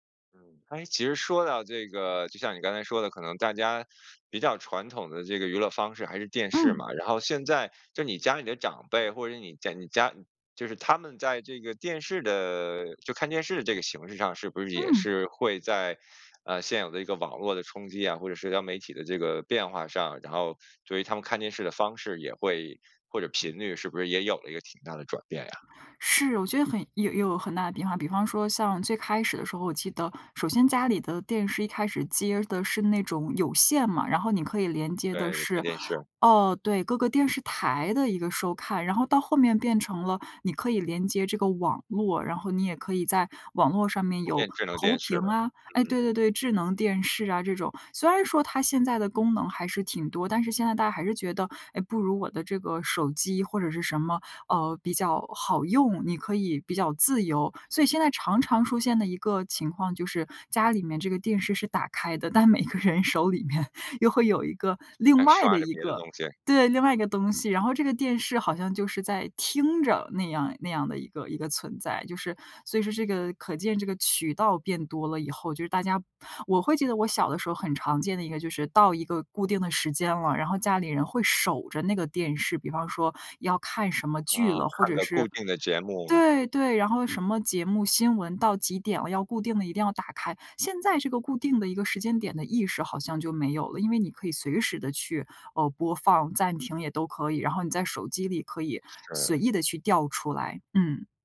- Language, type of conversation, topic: Chinese, podcast, 现代科技是如何影响你们的传统习俗的？
- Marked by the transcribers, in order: laughing while speaking: "个人手里面又会有一个，另外的一个"